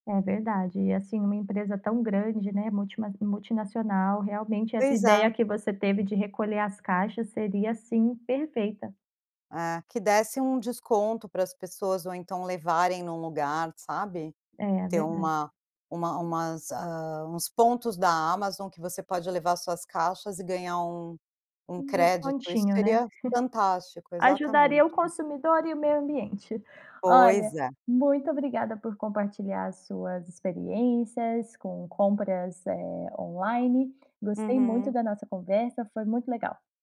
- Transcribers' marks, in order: chuckle
- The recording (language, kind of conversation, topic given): Portuguese, podcast, Como a tecnologia alterou suas compras do dia a dia?